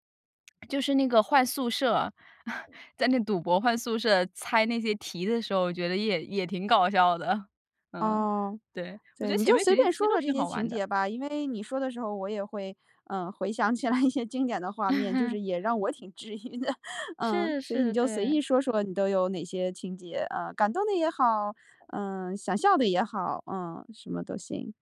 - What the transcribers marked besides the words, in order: chuckle; laughing while speaking: "起来"; chuckle; laughing while speaking: "质疑的"; chuckle; other background noise
- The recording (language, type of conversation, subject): Chinese, podcast, 哪种媒体最容易让你忘掉现实烦恼？